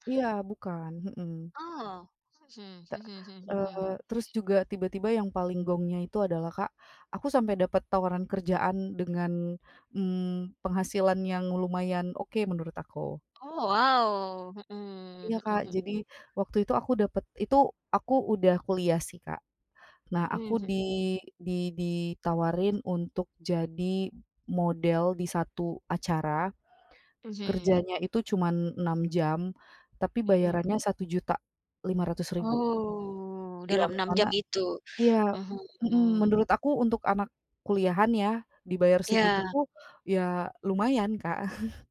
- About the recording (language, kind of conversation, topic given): Indonesian, podcast, Bagaimana media sosial mengubah cara kamu menampilkan diri?
- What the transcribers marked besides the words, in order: other background noise; drawn out: "Oh"; chuckle